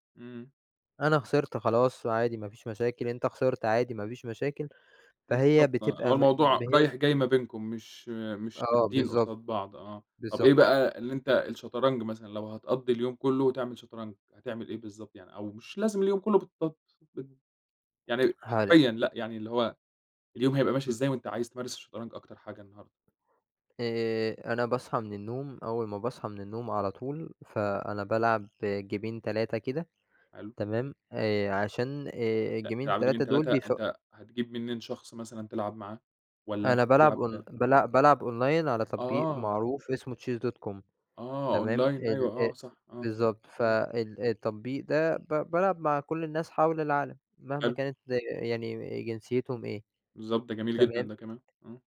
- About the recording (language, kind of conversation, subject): Arabic, podcast, لو عندك يوم كامل فاضي، هتقضيه إزاي مع هوايتك؟
- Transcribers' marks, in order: unintelligible speech; tapping; in English: "جيمين"; in English: "الجيمين"; in English: "جيمين"; in English: "أونلاين"; in English: "أونلاين"